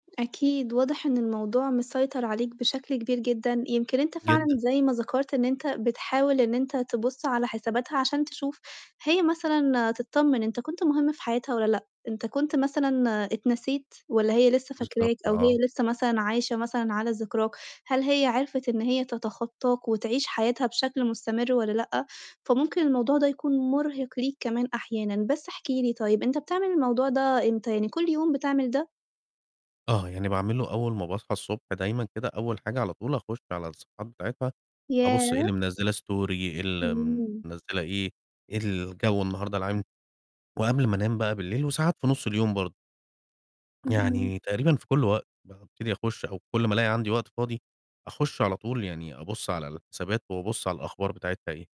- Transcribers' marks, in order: in English: "story"
- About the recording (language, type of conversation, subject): Arabic, advice, ليه بتراقب حساب حبيبك السابق على السوشيال ميديا؟